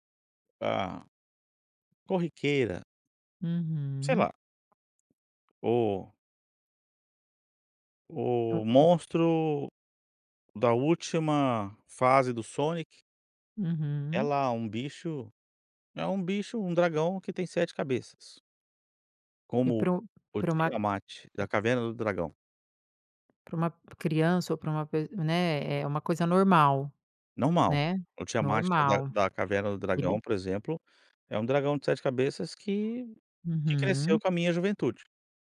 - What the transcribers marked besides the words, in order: unintelligible speech; other background noise
- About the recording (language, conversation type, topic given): Portuguese, podcast, Como a tecnologia alterou a conversa entre avós e netos?